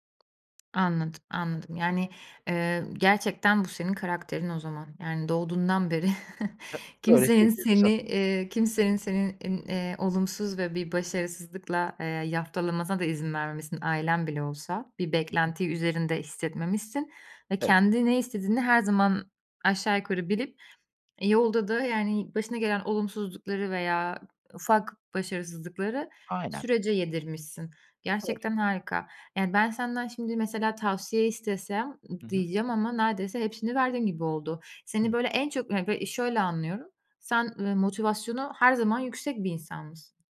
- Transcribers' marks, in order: tapping; chuckle
- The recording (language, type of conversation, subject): Turkish, podcast, Başarısızlıkla karşılaştığında kendini nasıl motive ediyorsun?